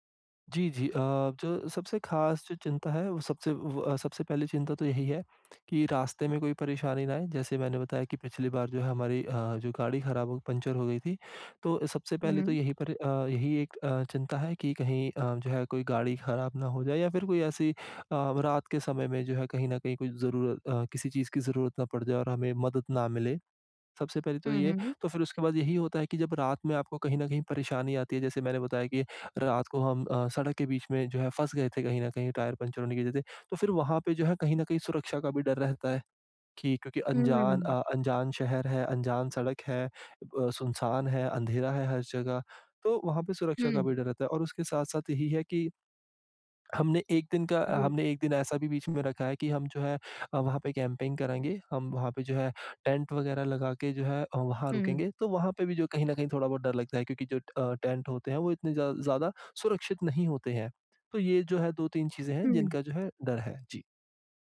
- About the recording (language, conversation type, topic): Hindi, advice, मैं अनजान जगहों पर अपनी सुरक्षा और आराम कैसे सुनिश्चित करूँ?
- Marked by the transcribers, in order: in English: "कैम्पिंग"